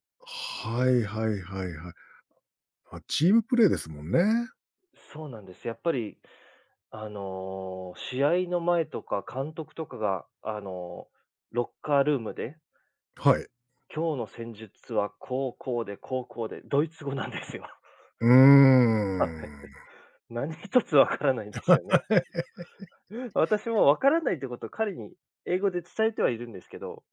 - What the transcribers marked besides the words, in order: laughing while speaking: "ドイツ語なんですよ"; laughing while speaking: "はい。 何一つ分からないんですよね"; laugh
- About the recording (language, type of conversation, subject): Japanese, podcast, 言葉が通じない場所で、どのようにコミュニケーションを取りますか？